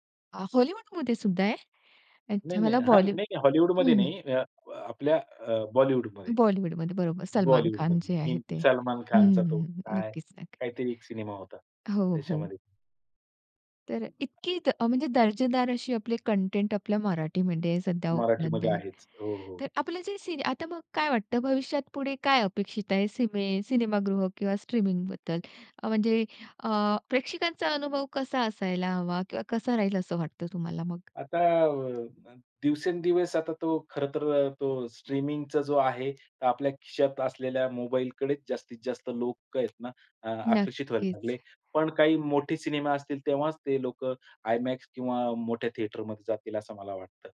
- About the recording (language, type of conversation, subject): Marathi, podcast, मालिका आणि चित्रपटांचे प्रवाहचित्रण आल्यामुळे प्रेक्षकांचा अनुभव कसा बदलला, हे तू स्पष्ट करशील का?
- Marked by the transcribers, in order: tapping; other background noise; other noise; unintelligible speech